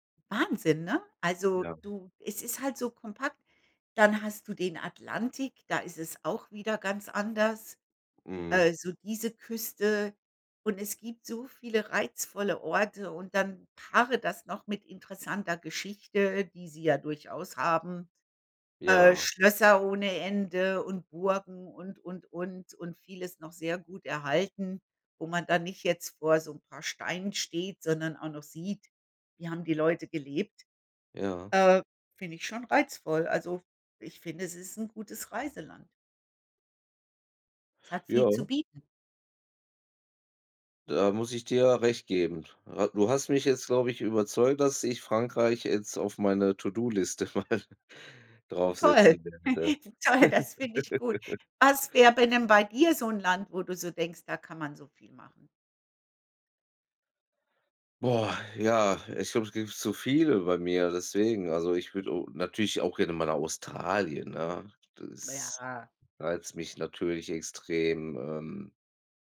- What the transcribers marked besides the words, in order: laughing while speaking: "Toll. Toll"; chuckle; laughing while speaking: "mal"; laugh
- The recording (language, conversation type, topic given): German, unstructured, Wohin reist du am liebsten und warum?
- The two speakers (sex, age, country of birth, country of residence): female, 55-59, Germany, United States; male, 35-39, Germany, Germany